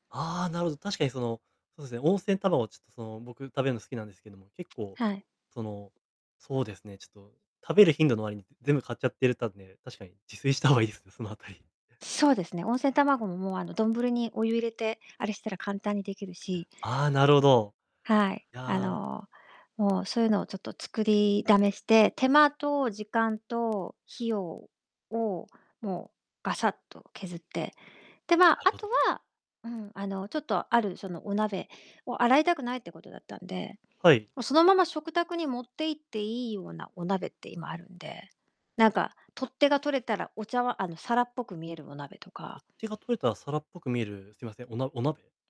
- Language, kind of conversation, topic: Japanese, advice, 食費を抑えつつ、健康的に食べるにはどうすればよいですか？
- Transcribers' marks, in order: distorted speech